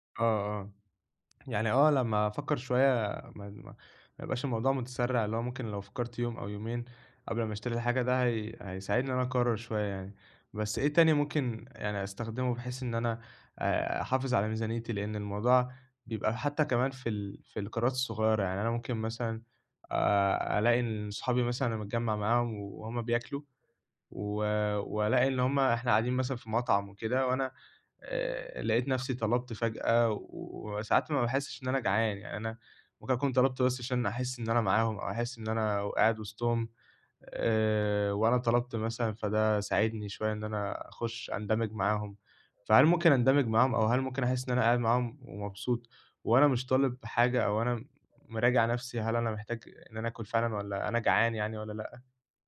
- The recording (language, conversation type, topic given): Arabic, advice, إزاي أفرّق بين اللي محتاجه واللي نفسي فيه قبل ما أشتري؟
- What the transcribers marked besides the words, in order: tapping